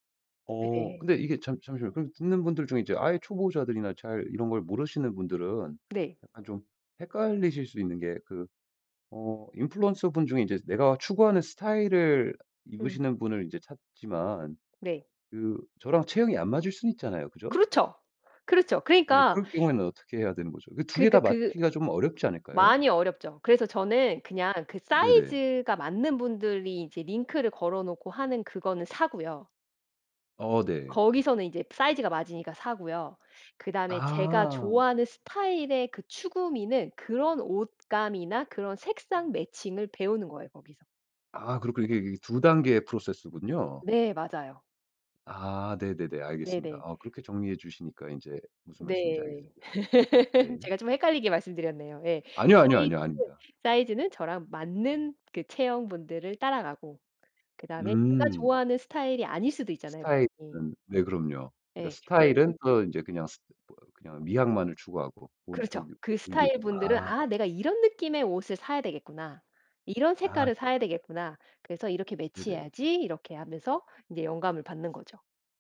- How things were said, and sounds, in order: laugh
- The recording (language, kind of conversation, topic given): Korean, podcast, 스타일 영감은 보통 어디서 얻나요?